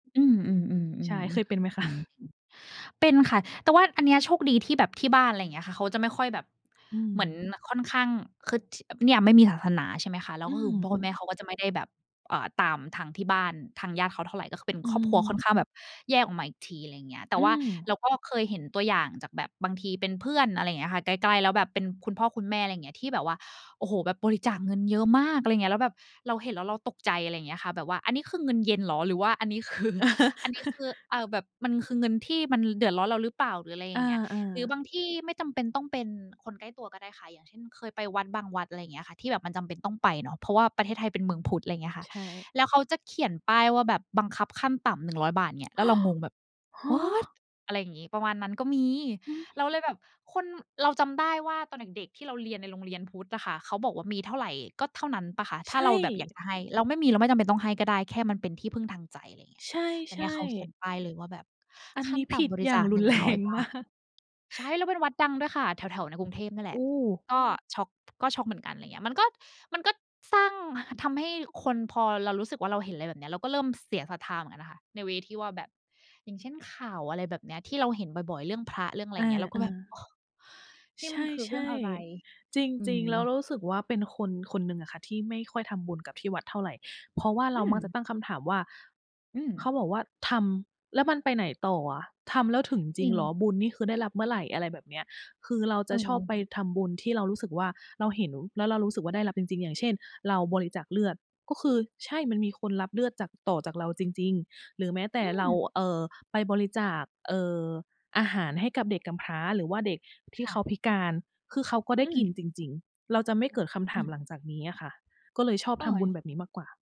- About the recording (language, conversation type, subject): Thai, unstructured, คุณมีความคิดเห็นอย่างไรเกี่ยวกับคนที่ไม่รับผิดชอบต่อสังคม?
- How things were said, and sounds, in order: laughing while speaking: "คะ ?"; laughing while speaking: "อันนี้คือ"; chuckle; in English: "what"; tapping; laughing while speaking: "รุนแรงมาก"; in English: "เวย์"